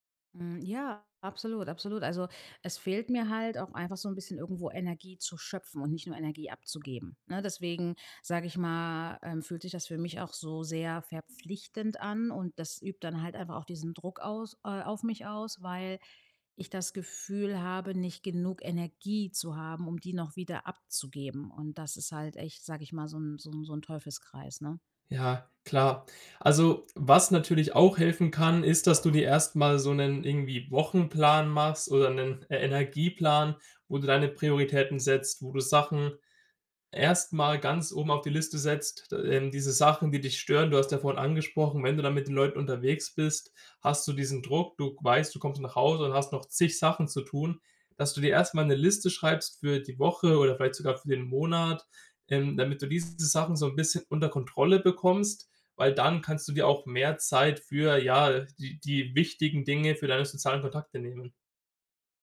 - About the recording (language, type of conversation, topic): German, advice, Wie gehe ich damit um, dass ich trotz Erschöpfung Druck verspüre, an sozialen Veranstaltungen teilzunehmen?
- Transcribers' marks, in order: none